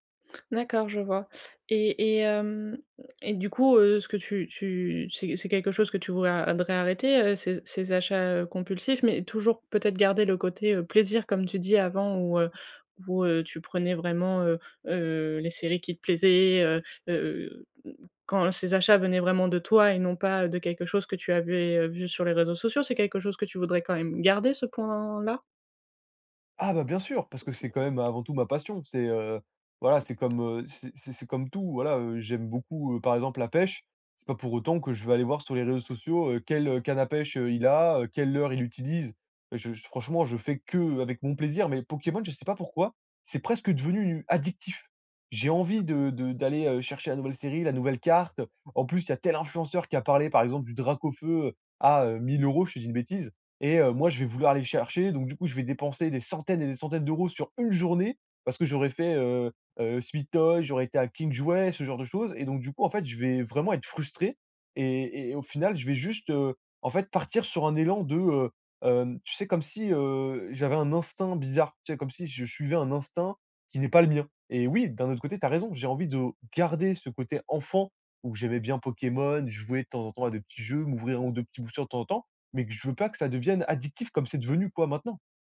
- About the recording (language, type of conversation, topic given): French, advice, Comment puis-je arrêter de me comparer aux autres lorsque j’achète des vêtements et que je veux suivre la mode ?
- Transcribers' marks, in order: other background noise; stressed: "une"; "suivais" said as "chuivais"